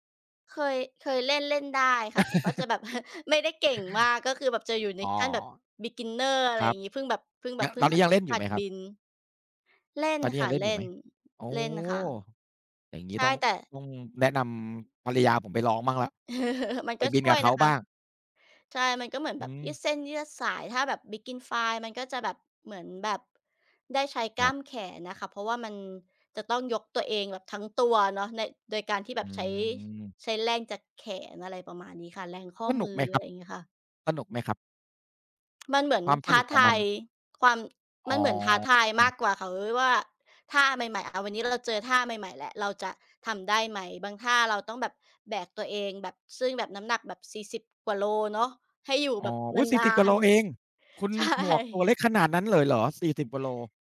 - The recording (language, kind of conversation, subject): Thai, unstructured, ระหว่างการออกกำลังกายในยิมกับการวิ่งในสวนสาธารณะ คุณจะเลือกแบบไหน?
- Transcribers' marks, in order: laugh; chuckle; in English: "บิกินเนอร์"; chuckle; in English: "Begin Fly"; surprised: "อ๋อ อุ๊ย ! สี่สิบ กว่าโลเอง"; laughing while speaking: "ใช่"